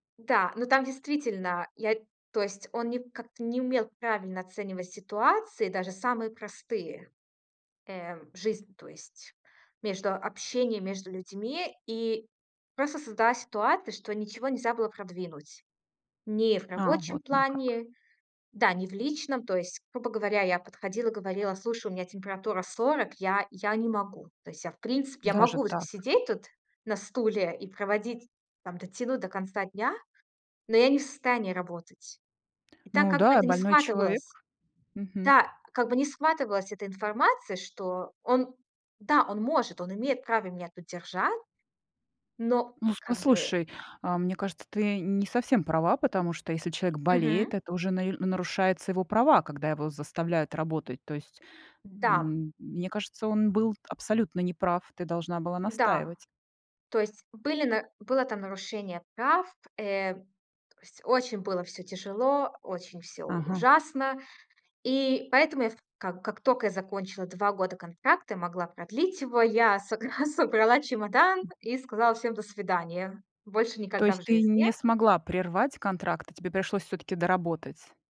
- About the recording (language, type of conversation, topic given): Russian, podcast, Как понять, что пора менять работу?
- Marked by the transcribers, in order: tapping